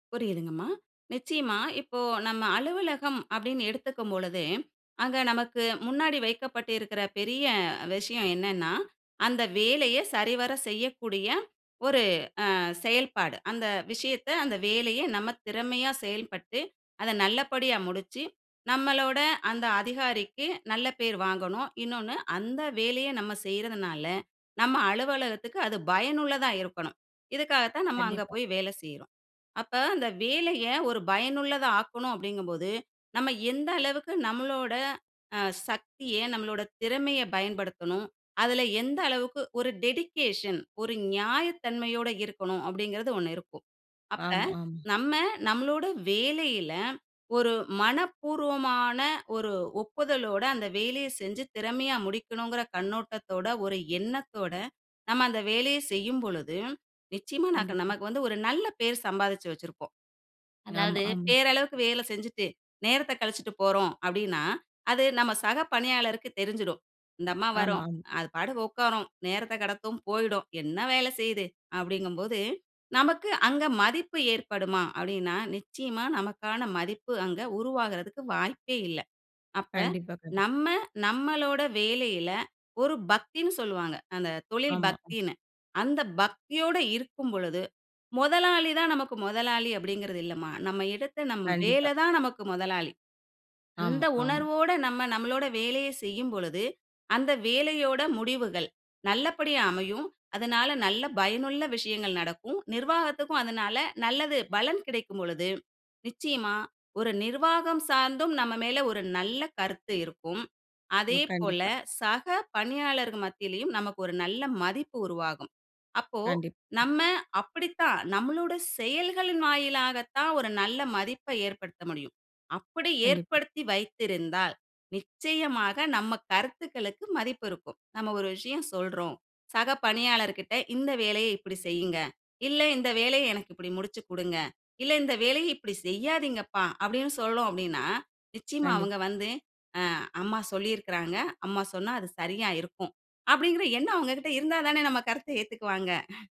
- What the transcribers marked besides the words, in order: other background noise; in English: "டெடிகேஷன்"; other noise; laughing while speaking: "கருத்த ஏத்துக்குவாங்க"
- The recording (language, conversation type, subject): Tamil, podcast, கருத்து வேறுபாடுகள் இருந்தால் சமுதாயம் எப்படித் தன்னிடையே ஒத்துழைப்பை உருவாக்க முடியும்?